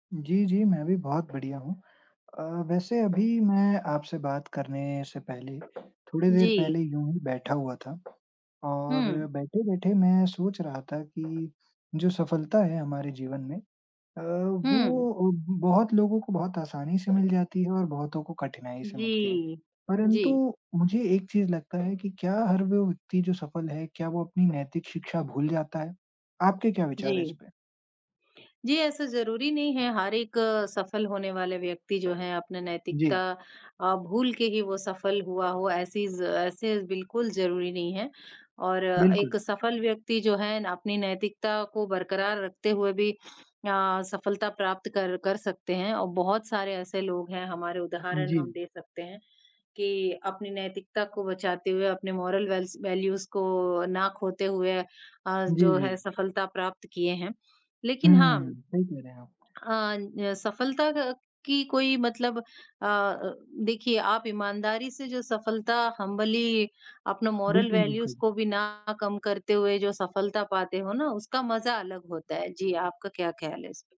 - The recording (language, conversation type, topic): Hindi, unstructured, क्या आप मानते हैं कि सफलता पाने के लिए नैतिकता छोड़नी पड़ती है?
- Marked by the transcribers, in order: other background noise; tapping; in English: "मोरल वेल्स वैल्यूज"; in English: "हम्बली"; in English: "मोरल वैल्यूज"